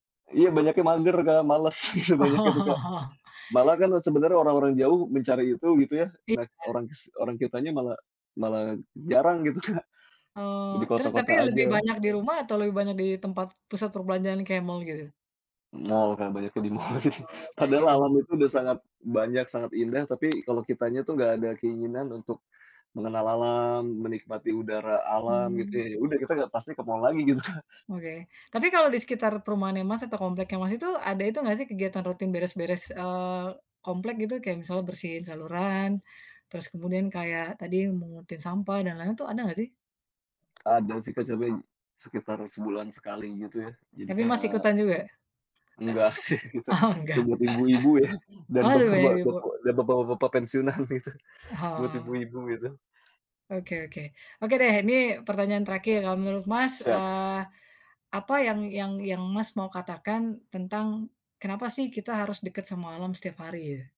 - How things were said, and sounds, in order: laugh; laughing while speaking: "gitu, Kak"; background speech; laughing while speaking: "mall sih"; laughing while speaking: "gitu, Kak"; laugh; laughing while speaking: "Oh, enggak"; laughing while speaking: "sih gitu. Itu buat ibu-ibu ya dan bapak-bapak dan bapak-bapak pensiunan gitu"; laugh
- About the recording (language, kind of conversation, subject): Indonesian, podcast, Bagaimana caramu merasa lebih dekat dengan alam setiap hari?
- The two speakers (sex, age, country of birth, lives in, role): female, 35-39, Indonesia, Indonesia, host; male, 35-39, Indonesia, Indonesia, guest